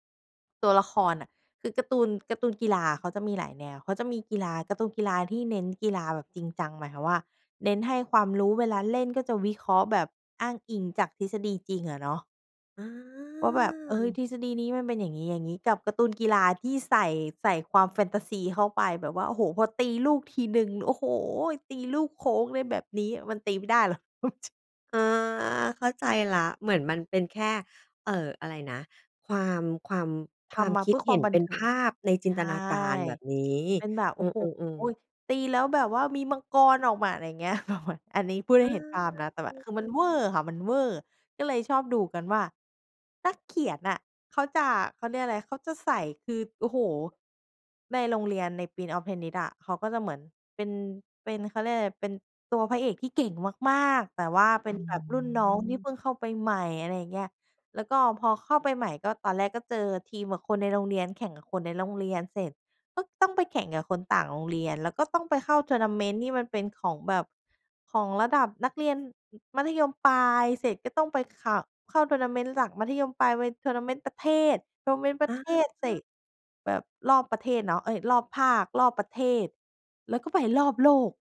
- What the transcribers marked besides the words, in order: drawn out: "อา"; laughing while speaking: "หรอก เอาจริง"; laughing while speaking: "แบบมัน"; drawn out: "อา"; drawn out: "อืม"; in English: "Tournament"; in English: "Tournament"; in English: "Tournament"; in English: "Tournament"
- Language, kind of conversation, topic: Thai, podcast, มีกิจกรรมอะไรที่ทำร่วมกับครอบครัวเพื่อช่วยลดความเครียดได้บ้าง?